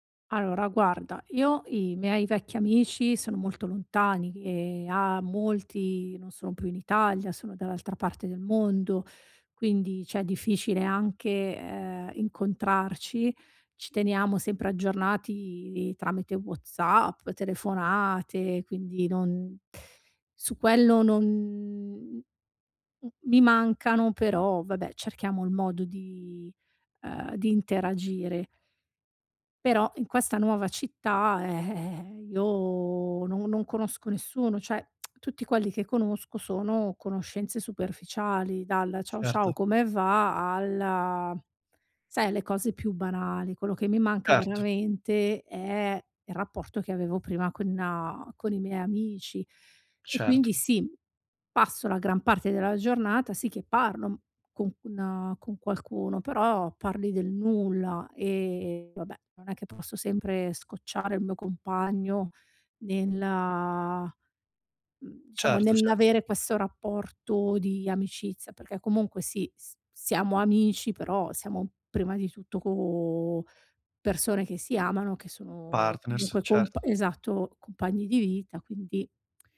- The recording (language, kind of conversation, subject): Italian, advice, Come posso integrarmi in un nuovo gruppo di amici senza sentirmi fuori posto?
- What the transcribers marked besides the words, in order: "Allora" said as "Arora"; "cioè" said as "ceh"; other background noise; "Cioè" said as "ceh"; tongue click; tapping; in English: "Partners"